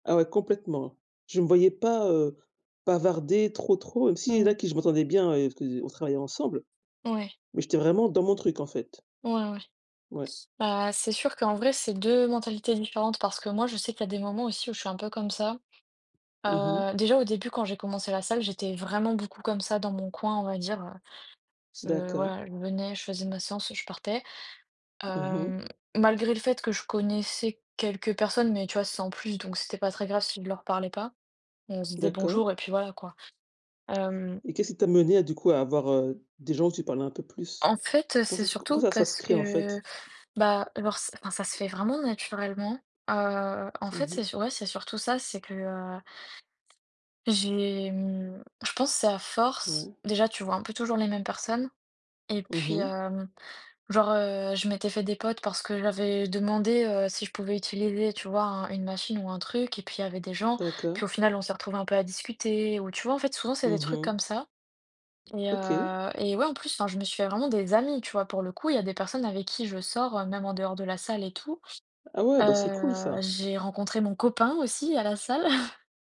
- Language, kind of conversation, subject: French, unstructured, Quels sont vos sports préférés et qu’est-ce qui vous attire dans chacun d’eux ?
- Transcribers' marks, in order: other background noise; tapping; stressed: "amis"; chuckle